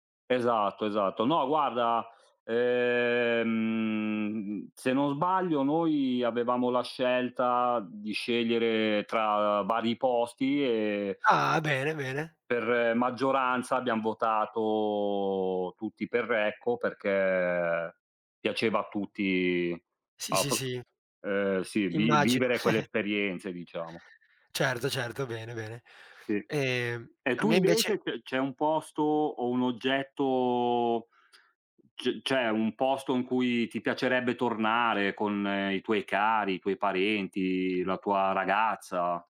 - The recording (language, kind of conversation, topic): Italian, unstructured, Qual è il ricordo più felice della tua infanzia?
- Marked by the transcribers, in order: drawn out: "ehm"; giggle; "cioè" said as "ceh"; tapping